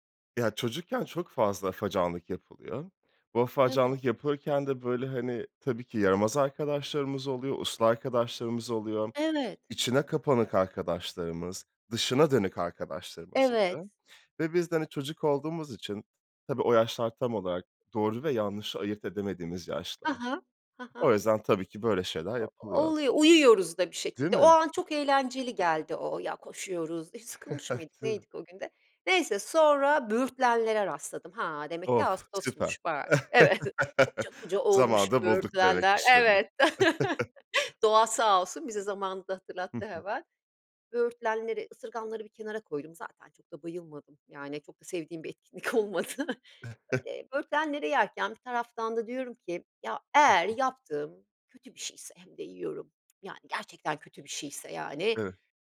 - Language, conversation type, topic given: Turkish, podcast, Doğayla ilgili en unutulmaz anını anlatır mısın?
- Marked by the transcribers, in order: giggle; chuckle; laughing while speaking: "evet"; giggle; laughing while speaking: "Evet"; laugh; chuckle; tapping; laughing while speaking: "etkinlik olmadı"; unintelligible speech